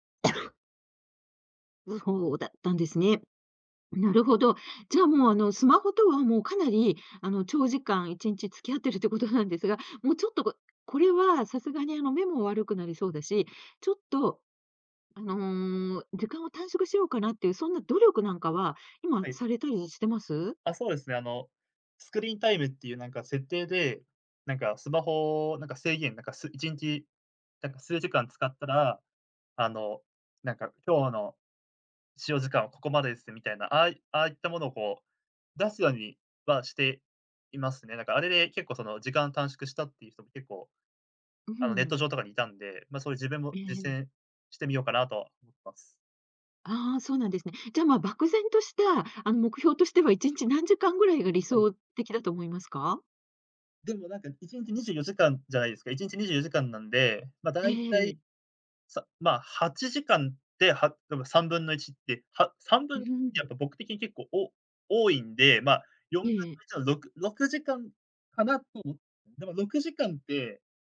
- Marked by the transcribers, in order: cough; other background noise; in English: "スクリーンタイム"
- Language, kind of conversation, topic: Japanese, podcast, スマホと上手に付き合うために、普段どんな工夫をしていますか？